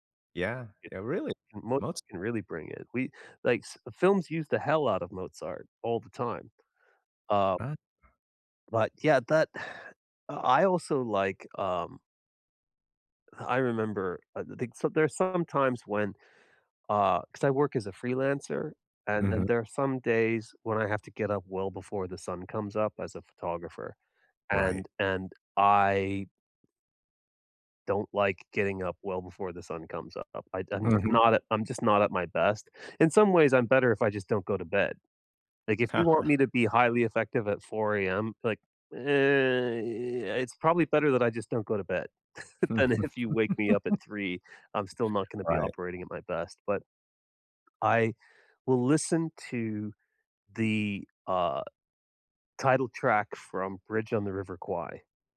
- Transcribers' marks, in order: other background noise; sigh; chuckle; drawn out: "uh"; chuckle; chuckle
- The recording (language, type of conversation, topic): English, unstructured, Which movie, TV show, or video game music score motivates you when you need a boost, and why?